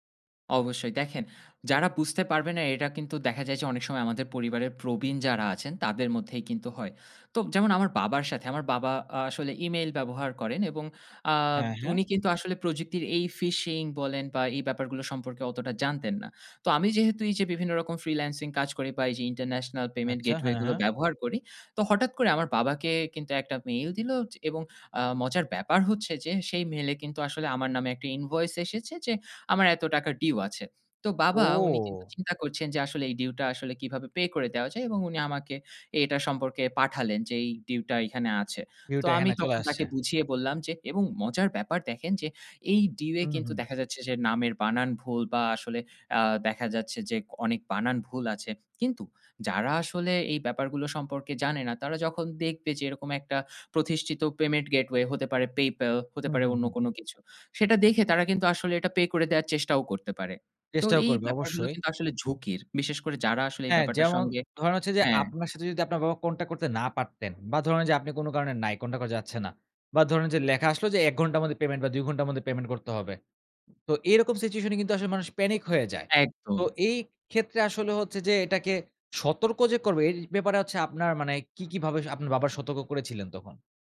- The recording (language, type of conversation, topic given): Bengali, podcast, ডাটা প্রাইভেসি নিয়ে আপনি কী কী সতর্কতা নেন?
- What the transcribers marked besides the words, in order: in English: "fishing"; in English: "freelancing"; in English: "international payment gateway"; in English: "invoice"; in English: "view"; in English: "payment gateway"; in English: "panic"